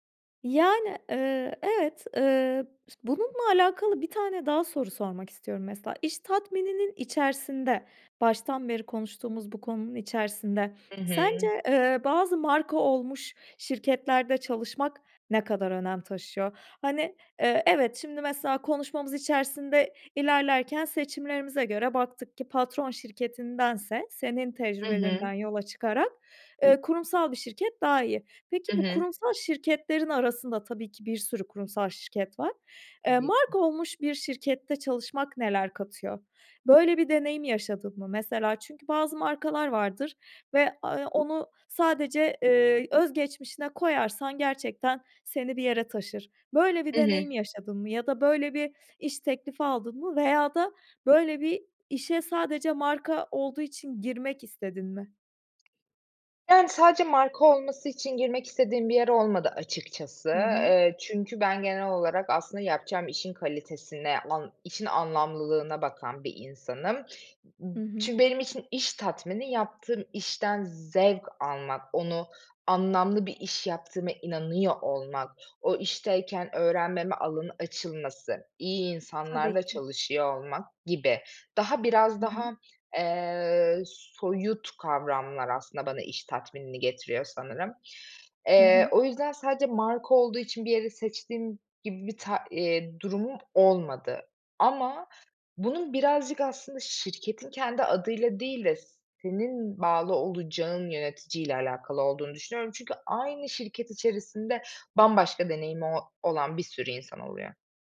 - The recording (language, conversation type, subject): Turkish, podcast, Para mı, iş tatmini mi senin için daha önemli?
- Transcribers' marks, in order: tapping; other background noise